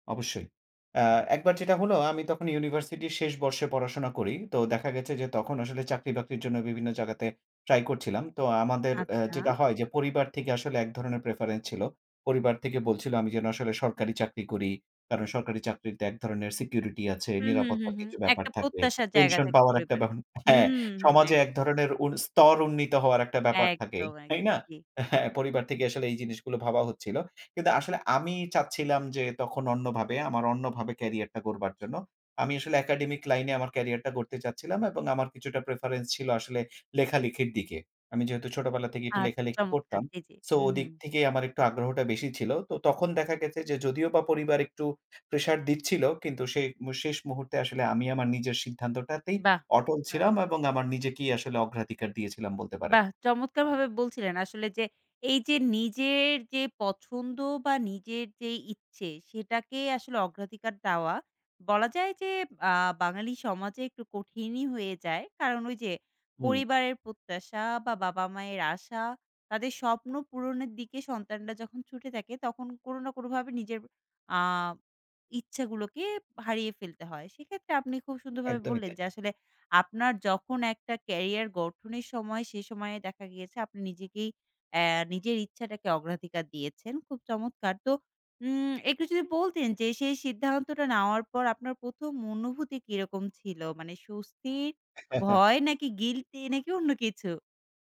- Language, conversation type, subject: Bengali, podcast, প্রথমবার নিজেকে অগ্রাধিকার দিলে কেমন অনুভব করেছিলে?
- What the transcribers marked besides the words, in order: in English: "প্রেফারেন্স"; laughing while speaking: "হ্যাঁ"; in English: "প্রেফারেন্স"; chuckle; laughing while speaking: "নাকি অন্য কিছু?"